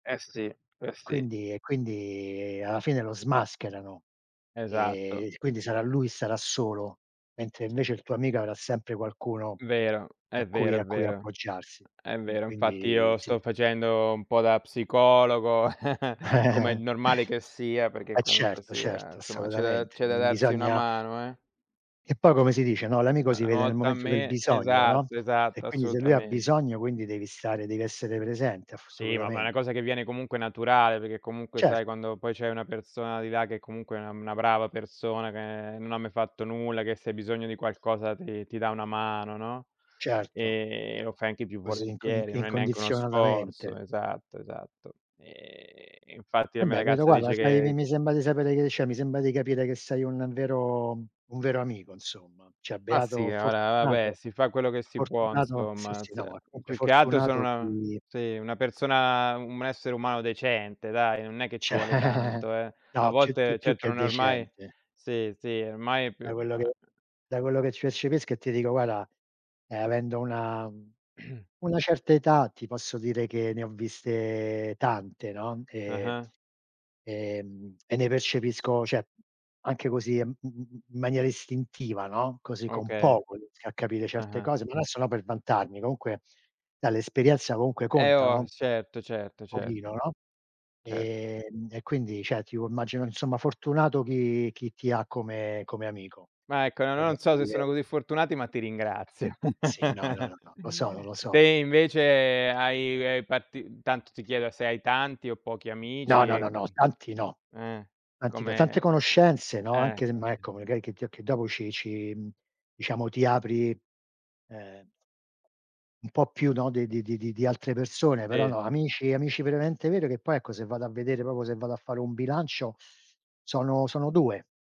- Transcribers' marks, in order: tapping; other background noise; chuckle; giggle; other noise; "Cioè" said as "ceh"; laughing while speaking: "C'è"; unintelligible speech; throat clearing; "cioè" said as "ceh"; "cioè" said as "ceh"; unintelligible speech; chuckle; "proprio" said as "propo"
- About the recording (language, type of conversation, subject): Italian, unstructured, Qual è il valore dell’amicizia secondo te?